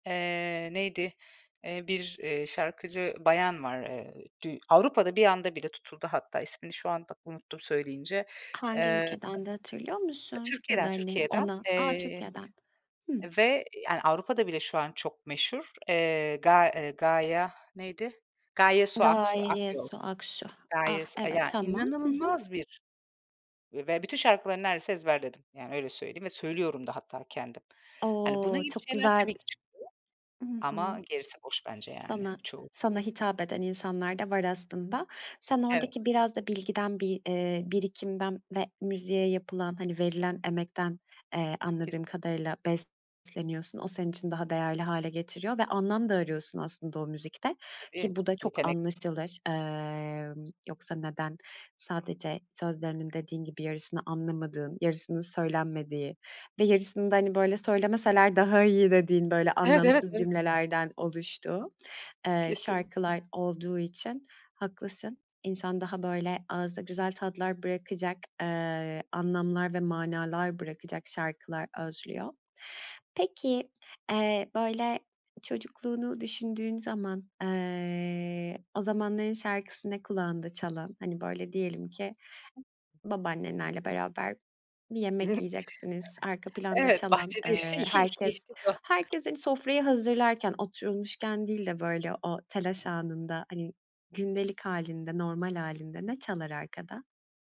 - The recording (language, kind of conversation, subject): Turkish, podcast, Müzik ile kimlik arasında nasıl bir ilişki vardır?
- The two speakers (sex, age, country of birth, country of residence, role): female, 35-39, Turkey, Greece, host; female, 40-44, Turkey, Portugal, guest
- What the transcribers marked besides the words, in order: other background noise; giggle; unintelligible speech; chuckle